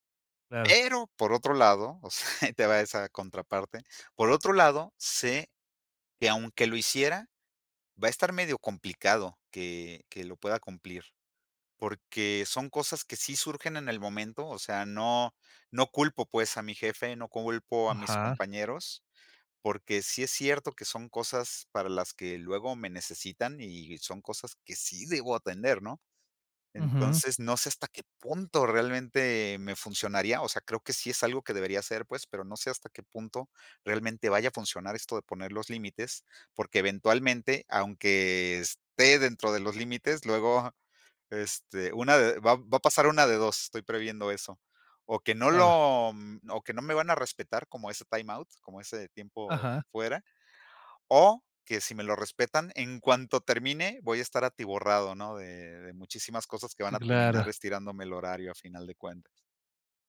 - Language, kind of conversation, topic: Spanish, advice, ¿Qué te dificulta concentrarte y cumplir tus horas de trabajo previstas?
- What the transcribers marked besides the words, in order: stressed: "Pero"; laughing while speaking: "o sea"; in English: "time out"